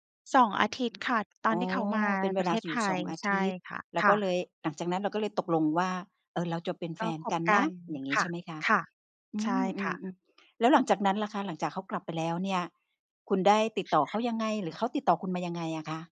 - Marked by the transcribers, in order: other background noise
- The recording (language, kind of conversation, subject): Thai, advice, ความสัมพันธ์ระยะไกลทำให้คุณรู้สึกไม่มั่นคงอย่างไร?